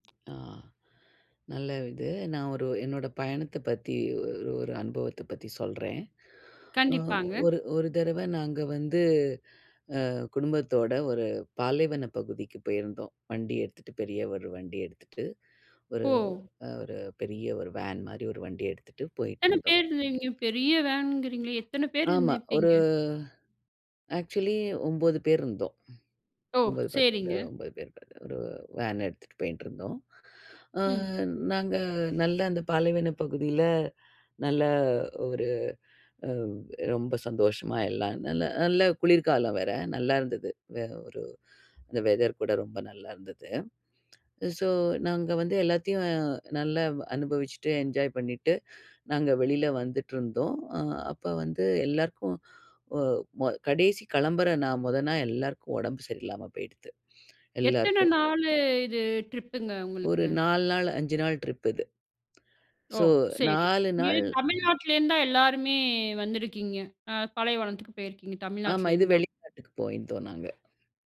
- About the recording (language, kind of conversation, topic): Tamil, podcast, ஒரு பயணத்தில் நீங்கள் எதிர்பாராத ஒரு சவாலை எப்படிச் சமாளித்தீர்கள்?
- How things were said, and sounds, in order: other noise; in English: "ஆக்சுவலி"; other background noise; in English: "வெதர்"